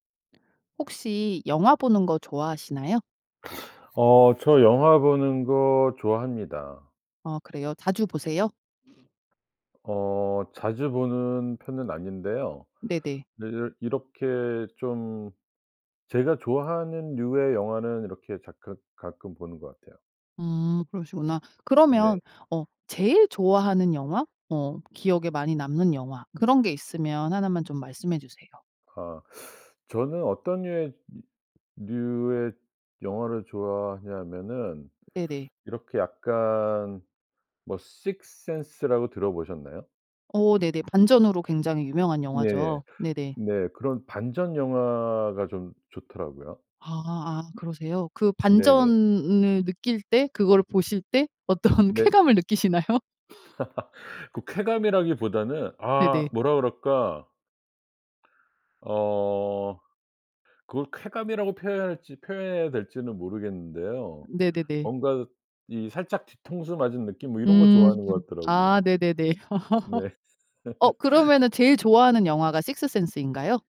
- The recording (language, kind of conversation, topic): Korean, podcast, 가장 좋아하는 영화와 그 이유는 무엇인가요?
- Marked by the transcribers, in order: other background noise; laughing while speaking: "어떤 쾌감을 느끼시나요?"; laugh; laugh; laugh